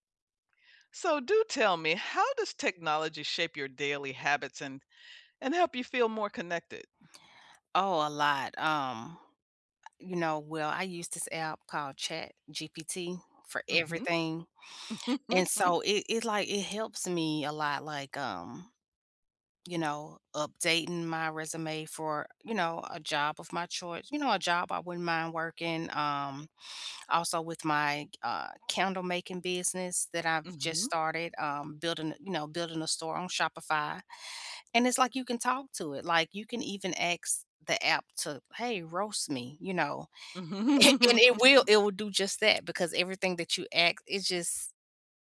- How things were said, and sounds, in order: other background noise; tapping; chuckle; laughing while speaking: "Mhm"; chuckle
- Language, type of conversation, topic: English, unstructured, How does technology shape your daily habits and help you feel more connected?
- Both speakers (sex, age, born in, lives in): female, 40-44, United States, United States; female, 70-74, United States, United States